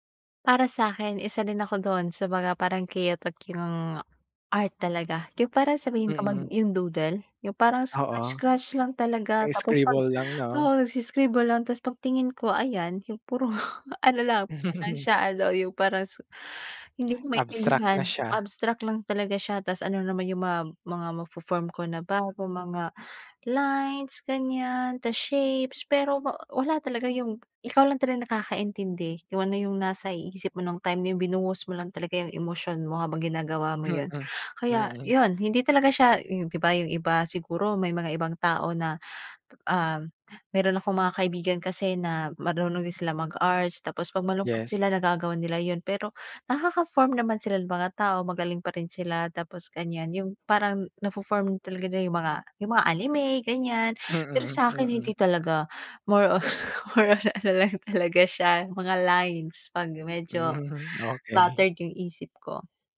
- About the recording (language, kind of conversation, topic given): Filipino, podcast, Paano mo pinapangalagaan ang iyong kalusugang pangkaisipan kapag nasa bahay ka lang?
- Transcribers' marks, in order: in English: "chaotic"; in English: "doodle?"; in English: "scribble"; laughing while speaking: "puro"; gasp; other animal sound; chuckle; laughing while speaking: "more on ano lang"; laughing while speaking: "Hmm, okey"; in English: "bothered"